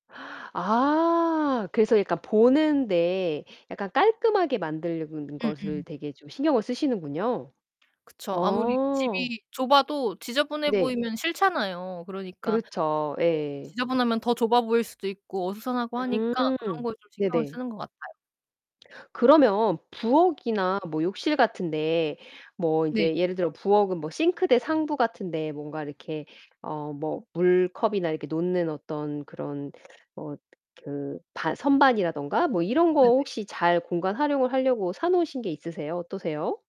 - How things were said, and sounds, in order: "만드는" said as "만들느는"; tapping; distorted speech
- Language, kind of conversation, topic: Korean, podcast, 작은 공간에서도 수납을 잘할 수 있는 아이디어는 무엇인가요?